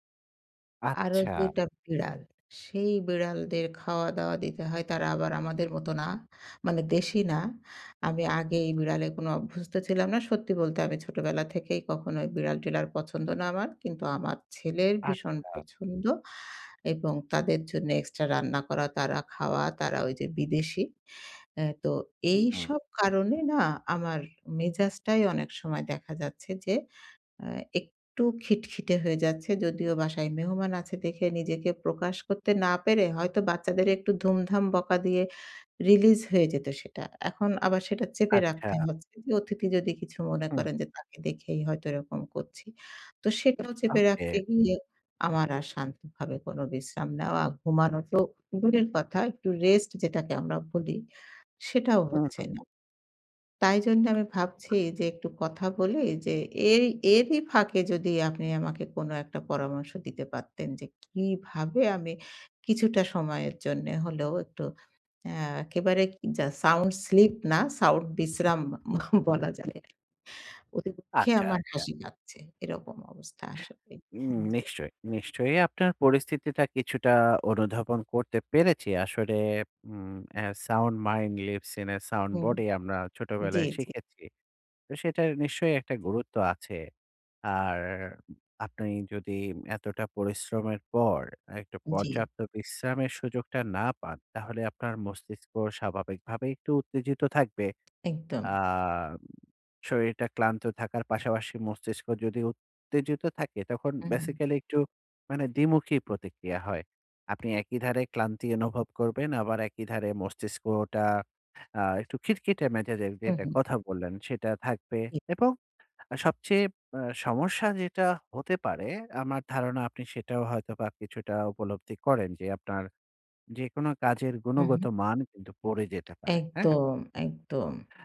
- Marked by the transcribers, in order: in English: "release"; laughing while speaking: "বিশ্রাম বলা যায়"
- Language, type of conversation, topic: Bengali, advice, বাড়িতে কীভাবে শান্তভাবে আরাম করে বিশ্রাম নিতে পারি?